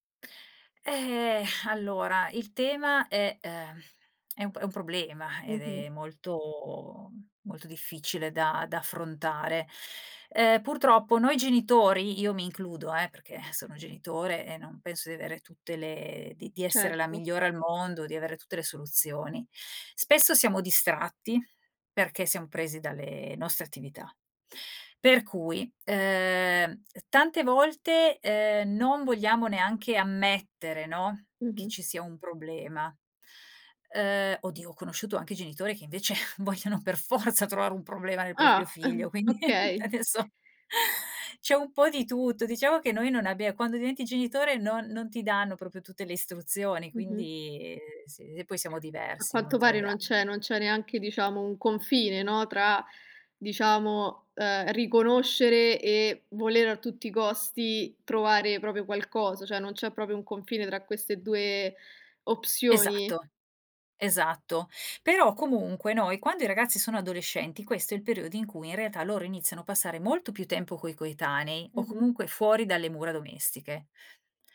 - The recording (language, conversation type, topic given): Italian, podcast, Come sostenete la salute mentale dei ragazzi a casa?
- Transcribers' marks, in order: tapping; drawn out: "Eh"; exhale; laughing while speaking: "invece vogliono per forza"; "proprio" said as "propio"; chuckle; laughing while speaking: "adesso"; "proprio" said as "propio"; drawn out: "quindi"; other background noise; "proprio" said as "propio"; "proprio" said as "propio"